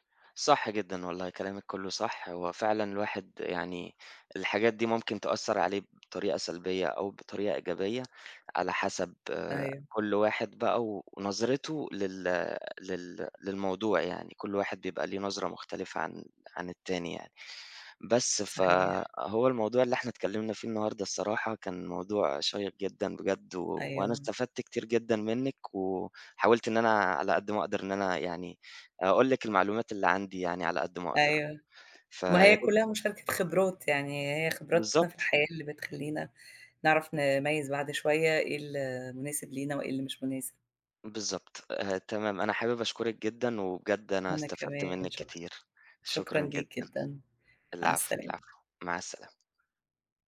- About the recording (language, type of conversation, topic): Arabic, unstructured, إيه اللي بيخلّيك تحس بالرضا عن نفسك؟
- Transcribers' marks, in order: tapping